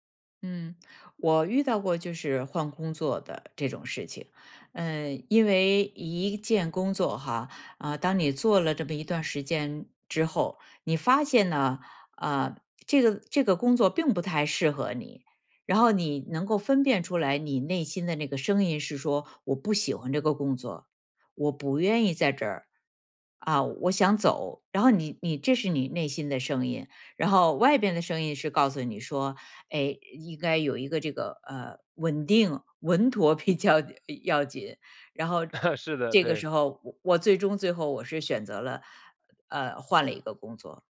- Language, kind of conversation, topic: Chinese, podcast, 你如何辨别内心的真实声音？
- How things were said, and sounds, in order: laughing while speaking: "比较"; laugh